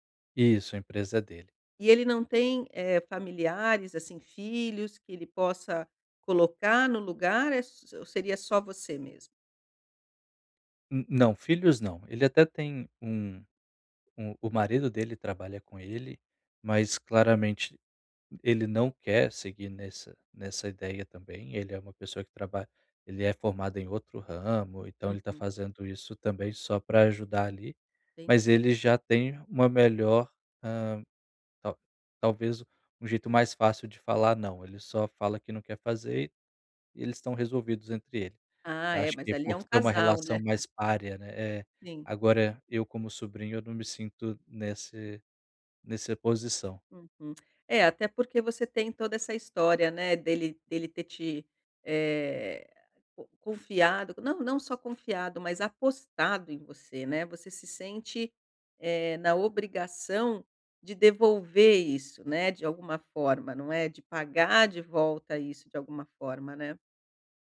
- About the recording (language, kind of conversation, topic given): Portuguese, advice, Como posso dizer não sem sentir culpa ou medo de desapontar os outros?
- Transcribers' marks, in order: "nessa" said as "nesse"